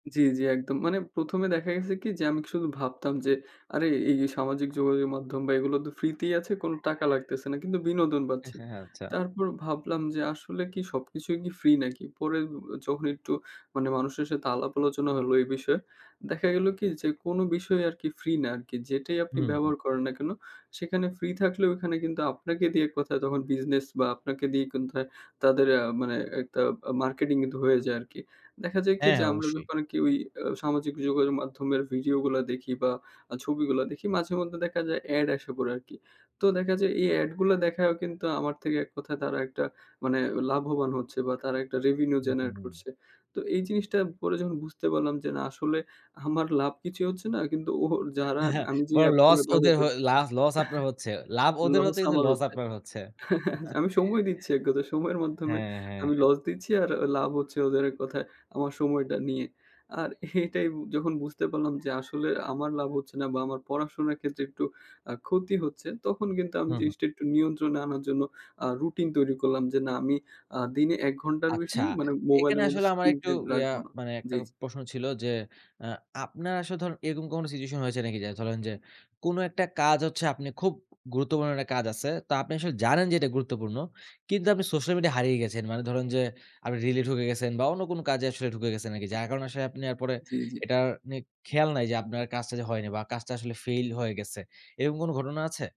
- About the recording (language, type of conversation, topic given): Bengali, podcast, স্ক্রিন সময় নিয়ন্ত্রণ করতে আপনি কী কী ব্যবস্থা নেন?
- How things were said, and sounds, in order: other animal sound; in English: "রেভিনিউ জেনারেট"; chuckle